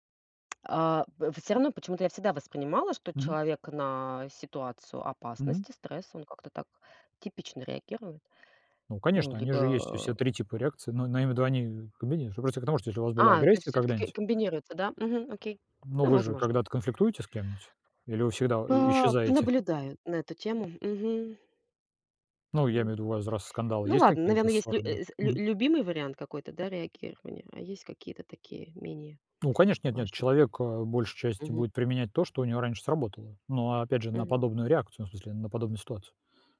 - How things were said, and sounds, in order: tapping; unintelligible speech; other background noise
- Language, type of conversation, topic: Russian, unstructured, Что для тебя значит быть собой?